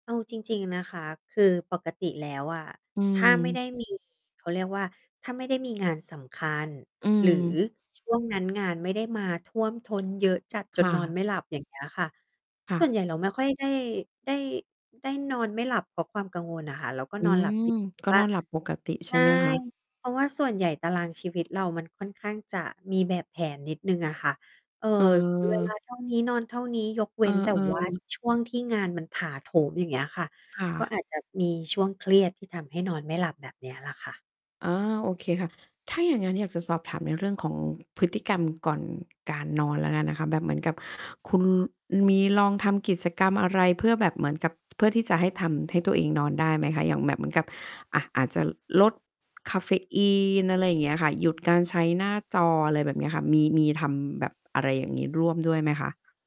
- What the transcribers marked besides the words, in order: distorted speech; static
- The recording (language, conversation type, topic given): Thai, advice, ฉันนอนไม่หลับเพราะกังวลเกี่ยวกับงานสำคัญในวันพรุ่งนี้ ควรทำอย่างไรดี?